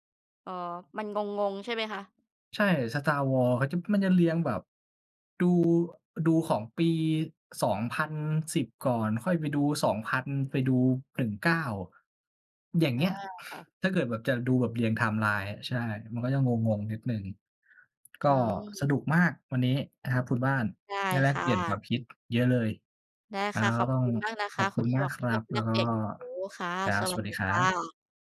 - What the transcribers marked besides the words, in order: other noise; in English: "ไทม์ไลน์"
- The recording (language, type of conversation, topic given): Thai, unstructured, คุณชอบดูหนังหรือซีรีส์แนวไหนมากที่สุด?